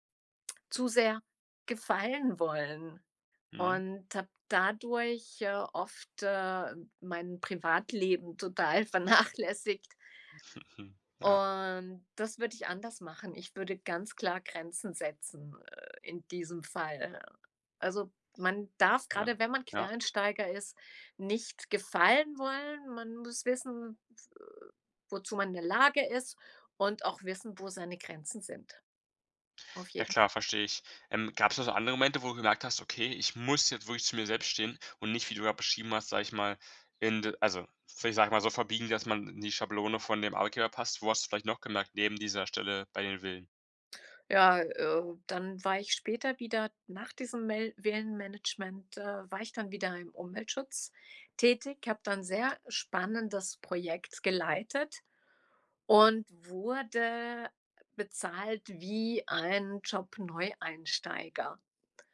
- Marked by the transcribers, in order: chuckle
- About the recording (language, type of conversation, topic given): German, podcast, Wie überzeugst du potenzielle Arbeitgeber von deinem Quereinstieg?